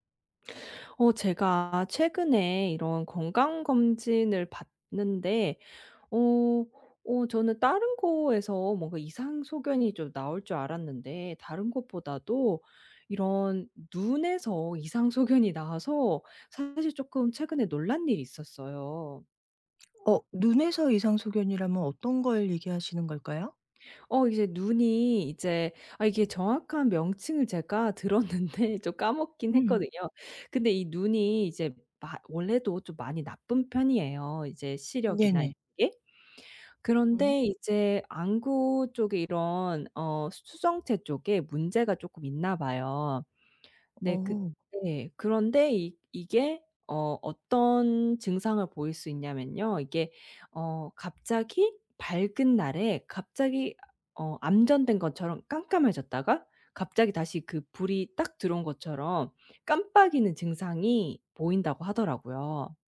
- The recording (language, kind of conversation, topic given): Korean, advice, 건강 문제 진단 후 생활습관을 어떻게 바꾸고 계시며, 앞으로 어떤 점이 가장 불안하신가요?
- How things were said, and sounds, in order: laughing while speaking: "소견이"; laughing while speaking: "들었는데"; other background noise